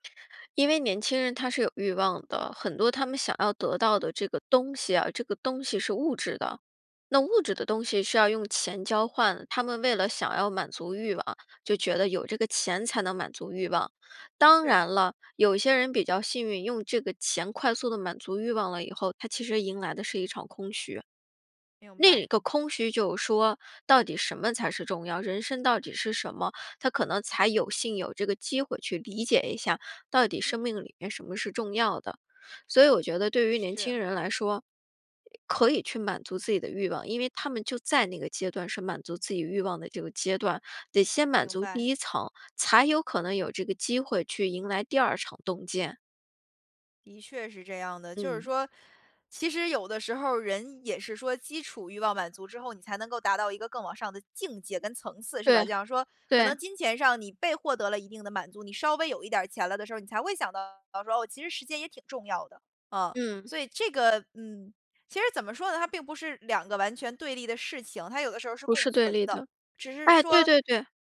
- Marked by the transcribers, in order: stressed: "当然了"; other background noise
- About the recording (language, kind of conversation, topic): Chinese, podcast, 钱和时间，哪个对你更重要？